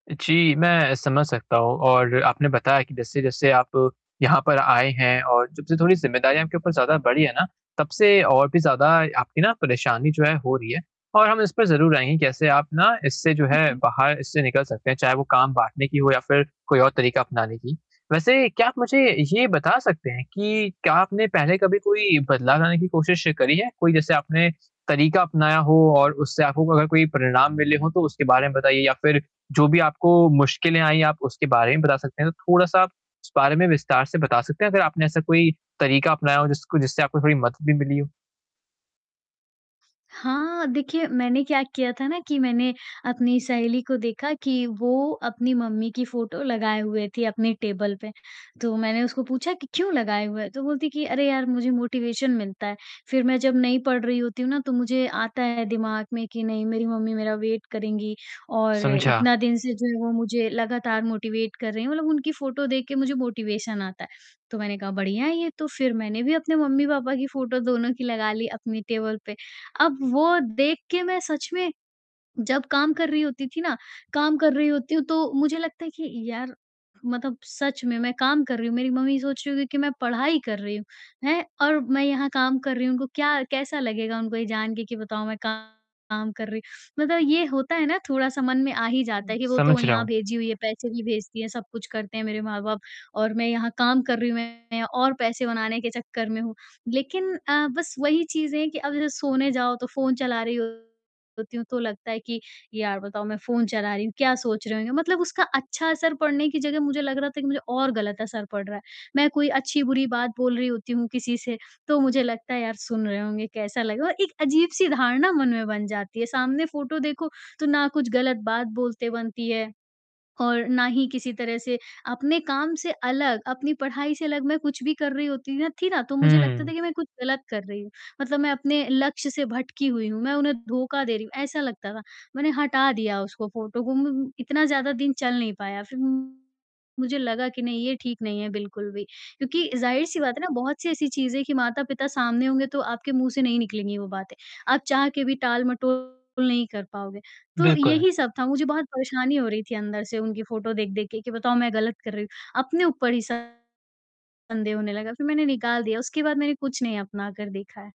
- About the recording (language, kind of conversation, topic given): Hindi, advice, मैं रुचि घटने पर भी लंबे समय तक काम में प्रेरित और अनुशासित कैसे बना रहूँ?
- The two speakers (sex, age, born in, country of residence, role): female, 40-44, India, India, user; male, 20-24, India, India, advisor
- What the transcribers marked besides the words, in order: distorted speech; static; tapping; in English: "मोटिवेशन"; in English: "वेट"; in English: "मोटिवेट"; in English: "मोटिवेशन"; other noise